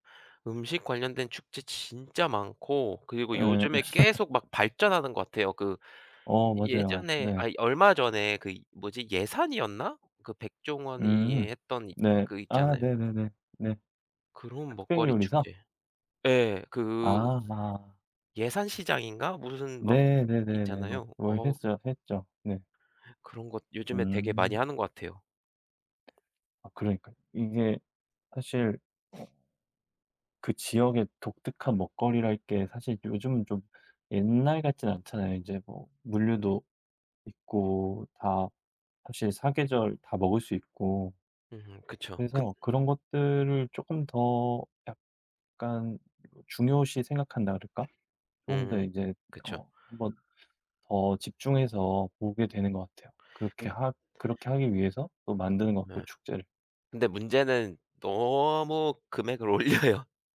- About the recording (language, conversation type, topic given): Korean, unstructured, 가장 좋아하는 지역 축제나 행사가 있나요?
- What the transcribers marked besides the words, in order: laugh; other background noise; sniff; laughing while speaking: "올려요"